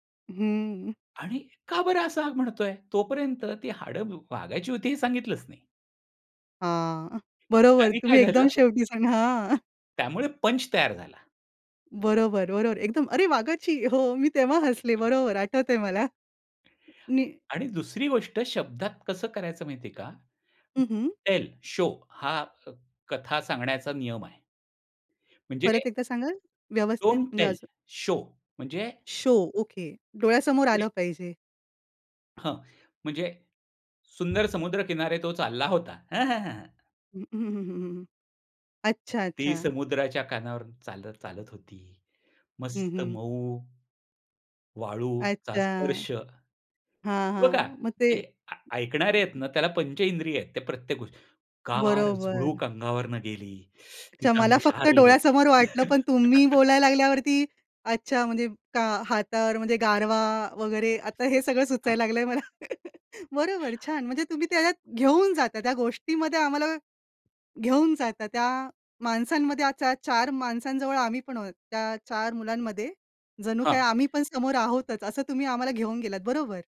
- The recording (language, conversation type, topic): Marathi, podcast, लोकांना प्रेरित करण्यासाठी तुम्ही कथा कशा वापरता?
- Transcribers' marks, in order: chuckle; laughing while speaking: "बरोबर तुम्ही एकदम शेवटी सांगा"; other background noise; chuckle; anticipating: "अरे वाघाची!"; unintelligible speech; in English: "टेल, शो"; in English: "डोन्ट टेल, शो"; tapping; in English: "शो"; chuckle; other noise; teeth sucking; chuckle; laughing while speaking: "मला"; chuckle